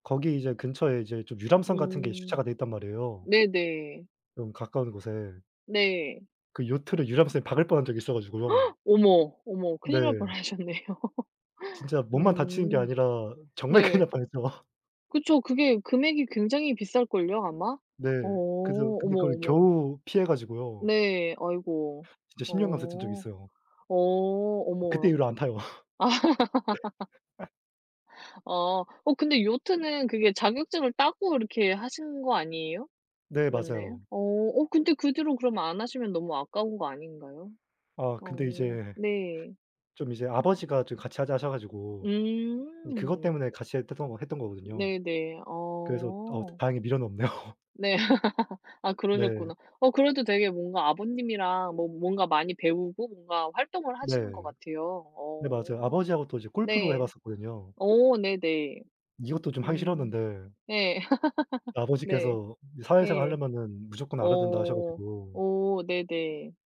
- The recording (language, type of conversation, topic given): Korean, unstructured, 배우는 과정에서 가장 뿌듯했던 순간은 언제였나요?
- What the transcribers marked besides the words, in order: gasp; laughing while speaking: "뻔하셨네요"; laugh; laughing while speaking: "큰일 날 뻔했죠"; tapping; other background noise; laugh; laughing while speaking: "없네요"; laugh; "하려면" said as "할려면은"; laugh